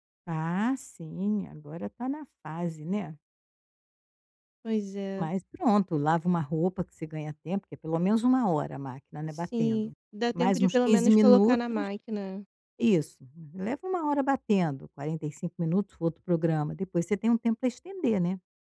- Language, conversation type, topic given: Portuguese, advice, Como posso equilibrar melhor meu dia entre produtividade no trabalho e tempo de descanso?
- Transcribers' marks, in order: none